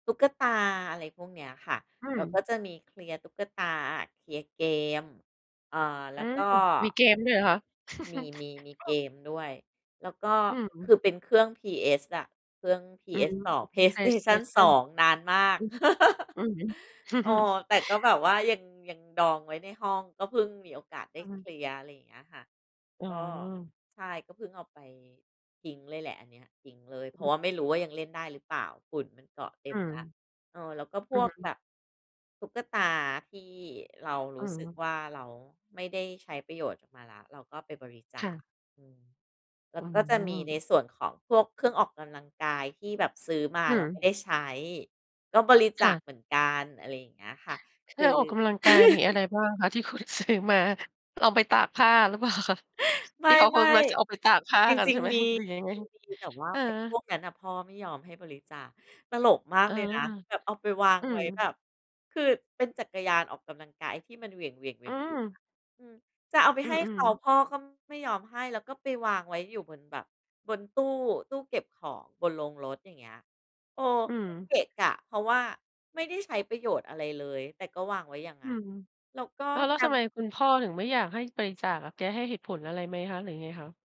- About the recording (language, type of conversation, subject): Thai, podcast, คุณเริ่มจัดบ้านยังไงเมื่อเริ่มรู้สึกว่าบ้านรก?
- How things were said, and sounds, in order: chuckle; laugh; chuckle; laugh; laughing while speaking: "ที่คุณซื้อมา"; laughing while speaking: "หรือเปล่าคะ ?"; laughing while speaking: "หรือยังไง ?"